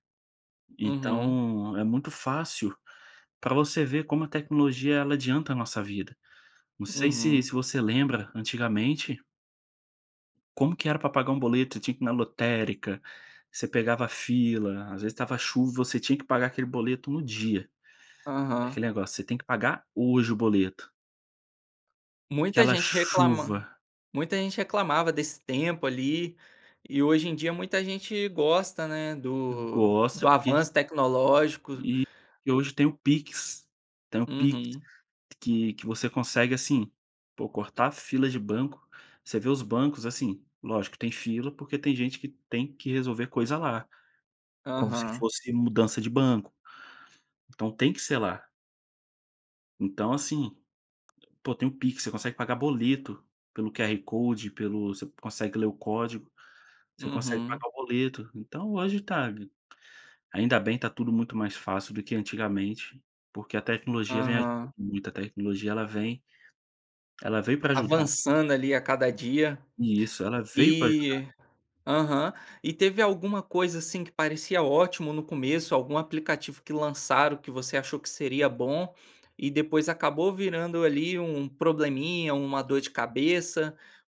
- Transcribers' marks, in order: none
- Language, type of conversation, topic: Portuguese, podcast, Como a tecnologia mudou o seu dia a dia?